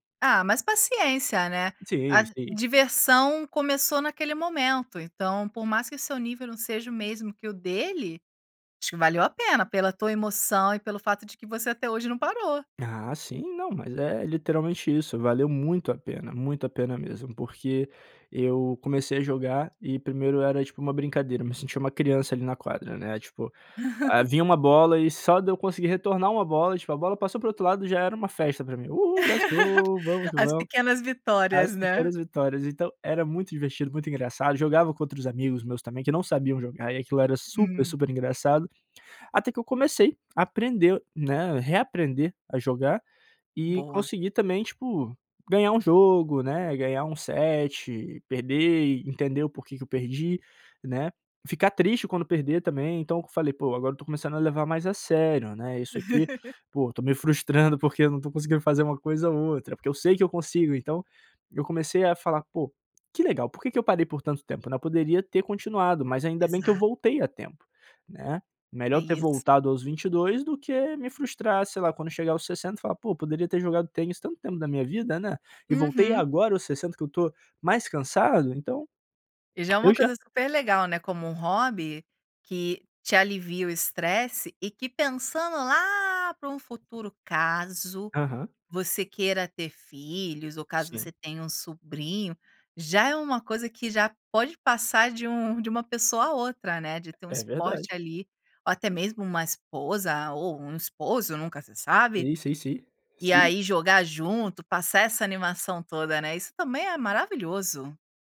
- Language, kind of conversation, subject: Portuguese, podcast, Que hobby da infância você mantém até hoje?
- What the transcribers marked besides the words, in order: laugh; laugh; in English: "let's go"; laugh; tapping